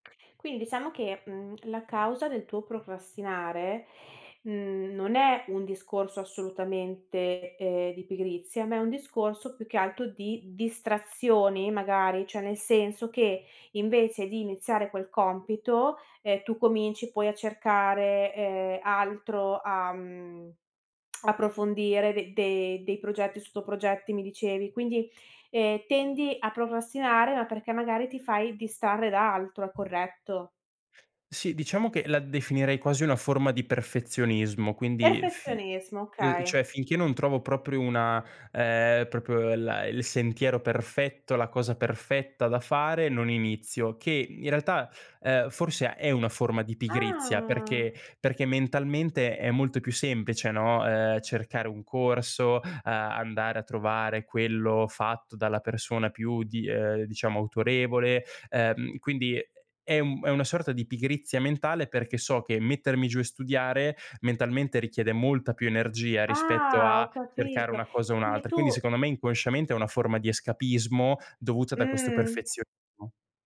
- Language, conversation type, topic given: Italian, advice, Come descriveresti la tua tendenza a rimandare i compiti importanti?
- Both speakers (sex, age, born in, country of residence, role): female, 30-34, Italy, Italy, advisor; male, 20-24, Italy, Italy, user
- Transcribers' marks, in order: tsk; tapping; drawn out: "Ah"; drawn out: "Ah"; other background noise